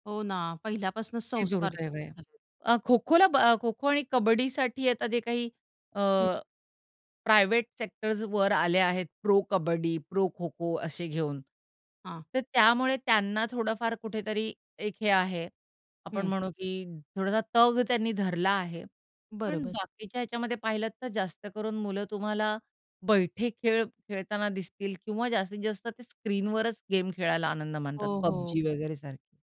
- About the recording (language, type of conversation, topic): Marathi, podcast, तुम्हाला सर्वात आवडणारा सांस्कृतिक खेळ कोणता आहे आणि तो आवडण्यामागे कारण काय आहे?
- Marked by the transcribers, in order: in English: "प्रायव्हेट"